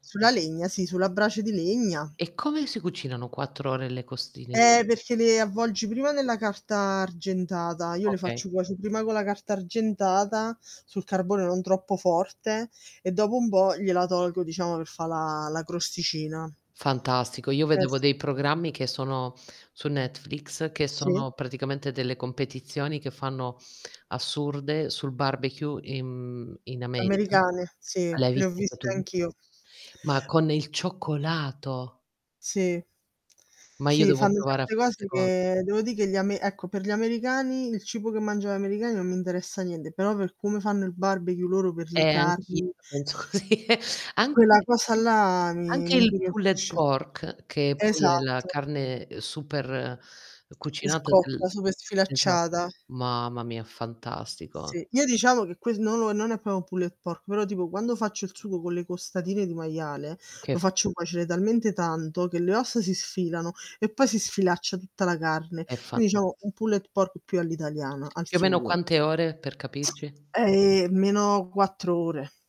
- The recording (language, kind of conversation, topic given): Italian, unstructured, Come scegli cosa mangiare ogni giorno?
- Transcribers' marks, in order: static; distorted speech; tapping; laughing while speaking: "così"; in English: "il pulled pork, che"; in English: "pulled pork"; other background noise; "Quindi" said as "uini"; "diciamo" said as "ciamo"; in English: "pulled pork"; "almeno" said as "lmeno"